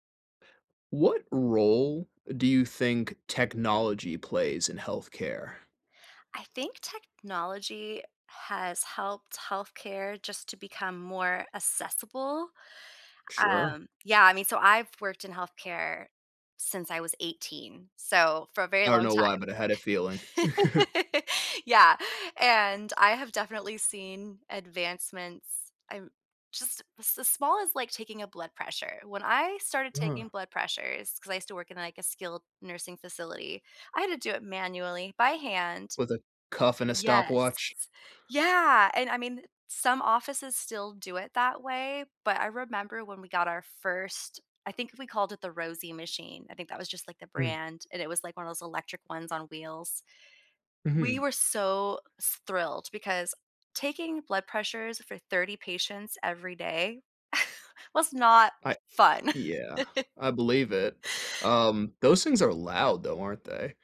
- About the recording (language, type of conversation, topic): English, unstructured, What role do you think technology plays in healthcare?
- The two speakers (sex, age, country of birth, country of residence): female, 40-44, United States, United States; male, 30-34, United States, United States
- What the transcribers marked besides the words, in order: chuckle; chuckle; scoff; chuckle